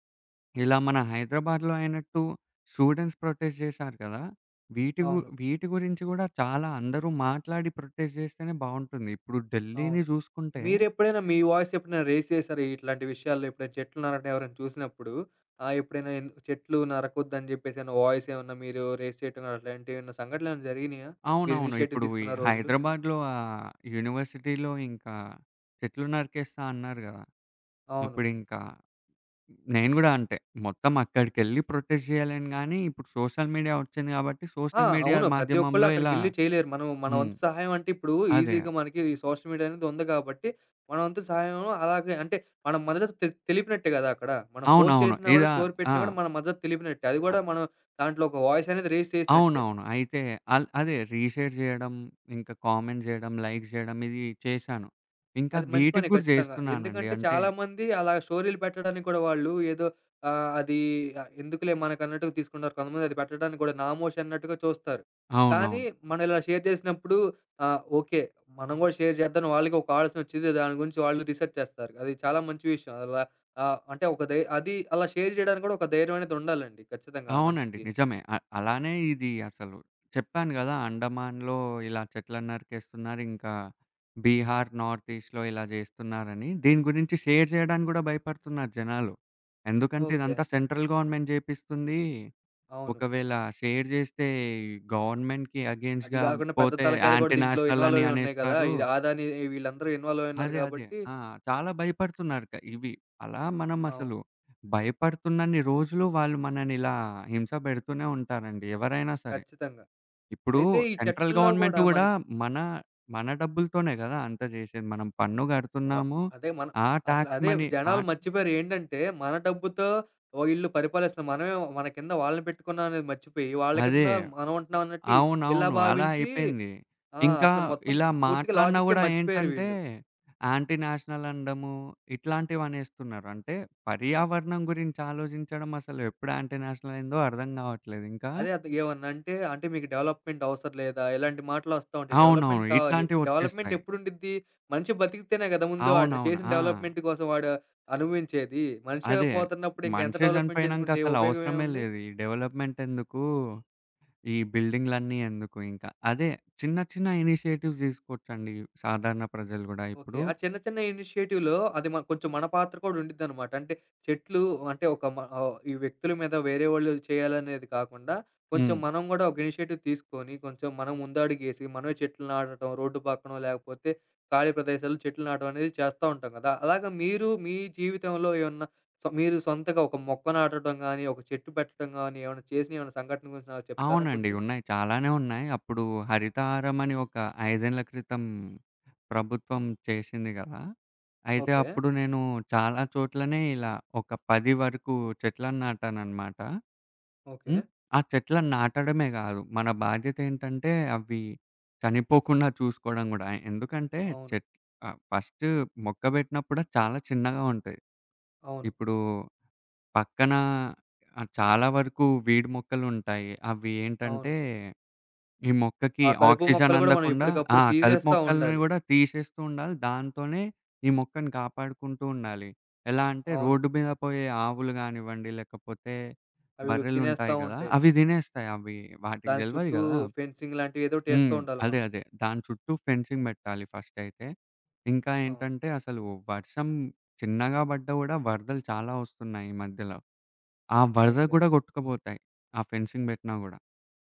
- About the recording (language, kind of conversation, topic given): Telugu, podcast, చెట్లను పెంపొందించడంలో సాధారణ ప్రజలు ఎలా సహాయం చేయగలరు?
- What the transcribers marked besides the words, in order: in English: "స్టూడెంట్స్ ప్రొటెస్ట్"; in English: "ప్రొటెస్ట్"; in English: "వాయిస్"; in English: "రెయిస్"; in English: "వాయిస్"; in English: "రెయిస్"; in English: "ఇనీషియేటివ్"; in English: "యూనివర్సిటీలో"; in English: "ప్రొటెస్ట్"; in English: "సోషల్ మీడియా"; in English: "సోషల్ మీడియా"; in English: "ఈజీగా"; in English: "సోషల్ మీడియా"; in English: "పోస్ట్"; in English: "స్టోరీ"; in English: "వాయిస్"; in English: "రెయిస్"; in English: "రీషేర్"; in English: "కామెంట్"; in English: "లైక్"; in English: "షేర్"; in English: "షేర్"; in English: "రీసెర్చ్"; in English: "షేర్"; in English: "నార్త్ ఈస్ట్‌లో"; in English: "షేర్"; in English: "సెంట్రల్ గవర్నమెంట్"; other background noise; in English: "షేర్"; in English: "గవర్నమెంట్‌కి అగెయిన్స్ట్‌గా"; in English: "యాంటి నేషనల్"; in English: "సెంట్రల్ గవర్నమెంట్"; in English: "టాక్స్ మనీ"; in English: "యాంటీ నేషనల్"; in English: "యాంటి నేషనల్"; in English: "డెవలపప్‌మెంట్"; in English: "డెవలపప్‌మెంట్"; in English: "డెవలపప్‌మెంట్"; in English: "డెవలపప్‌మెంట్"; in English: "డెవలపప్‌మెంట్"; in English: "డెవలప్‌మెంట్"; in English: "ఇనిషియేటివ్స్"; in English: "ఇనిషియేటివ్‌లో"; in English: "ఇనిషియేటివ్"; in English: "ఫస్ట్"; in English: "వీడ్"; in English: "ఆక్సిజన్"; in English: "ఫెన్సింగ్"; in English: "ఫెన్సింగ్"; in English: "ఫెన్సింగ్"